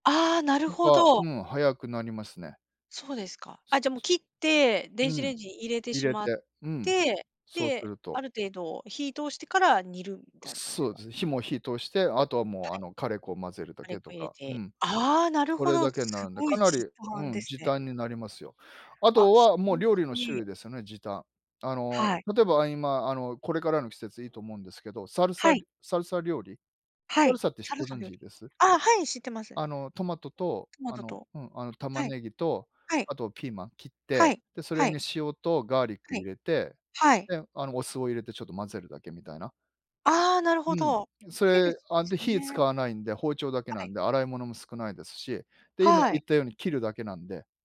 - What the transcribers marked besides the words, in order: other noise; unintelligible speech; other background noise
- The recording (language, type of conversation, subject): Japanese, unstructured, 健康的な食事と運動は、どちらがより大切だと思いますか？